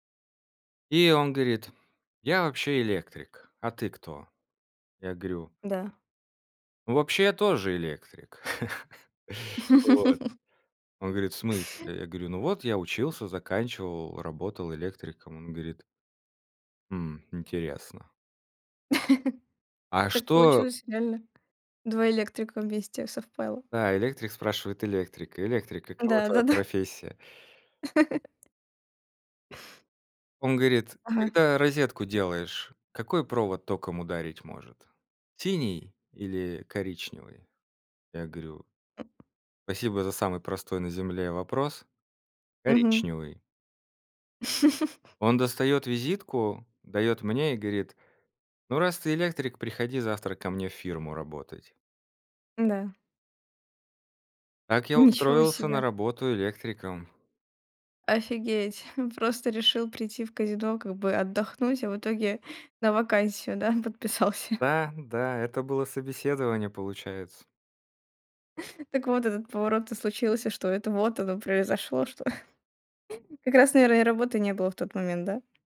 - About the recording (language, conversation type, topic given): Russian, podcast, Какая случайная встреча перевернула твою жизнь?
- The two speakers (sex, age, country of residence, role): female, 20-24, Estonia, host; male, 35-39, Estonia, guest
- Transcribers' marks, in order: laugh; tapping; chuckle; "совпало" said as "совпайло"; laugh; other background noise; chuckle; laughing while speaking: "да, подписался"; chuckle